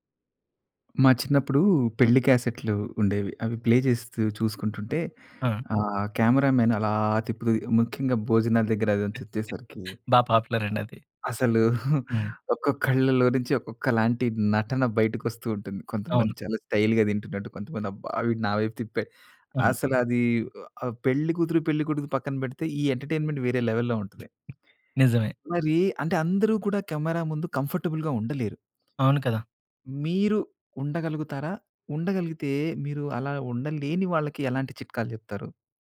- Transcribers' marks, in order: in English: "ప్లే"; in English: "కెమెరామెన్"; chuckle; in English: "పాపులర్"; chuckle; in English: "స్టైల్‌గా"; in English: "ఎంటర్టైన్మెంట్"; in English: "లెవెల్‌లో"; other noise; in English: "కంఫర్టబుల్‌గా"; tapping
- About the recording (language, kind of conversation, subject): Telugu, podcast, కెమెరా ముందు ఆత్మవిశ్వాసంగా కనిపించేందుకు సులభమైన చిట్కాలు ఏమిటి?